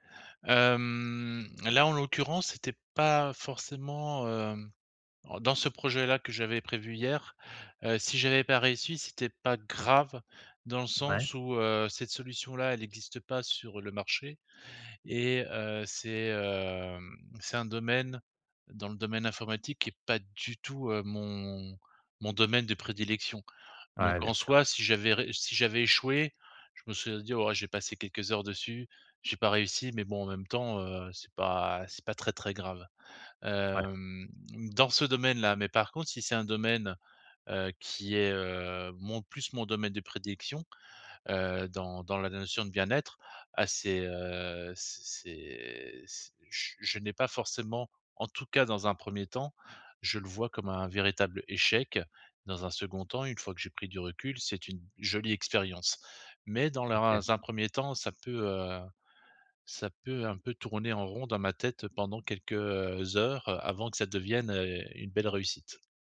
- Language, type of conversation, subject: French, advice, Comment mieux organiser mes projets en cours ?
- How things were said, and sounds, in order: drawn out: "Hem"; stressed: "grave"; other background noise; drawn out: "heu"; drawn out: "hem"